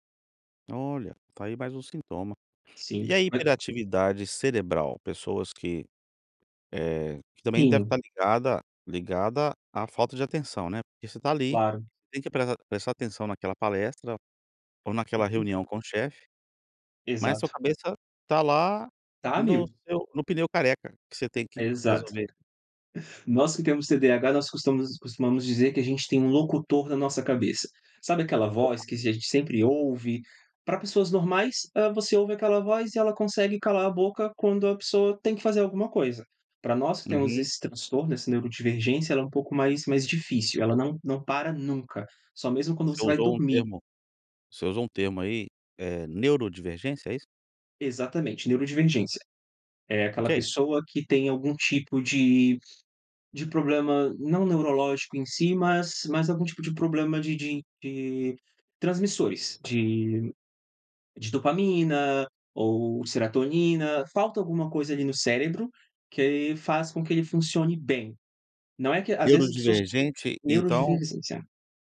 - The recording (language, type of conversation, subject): Portuguese, podcast, Você pode contar sobre uma vez em que deu a volta por cima?
- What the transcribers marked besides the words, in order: "serotonina" said as "seratonina"